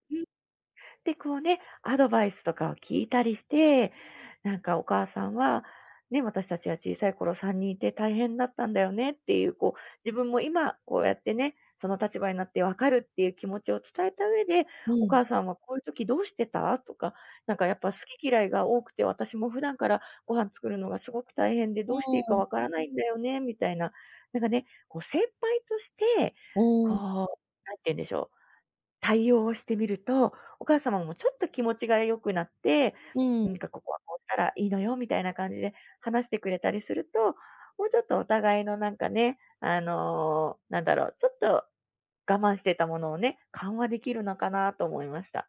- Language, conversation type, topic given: Japanese, advice, 旅行中に不安やストレスを感じたとき、どうすれば落ち着けますか？
- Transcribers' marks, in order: none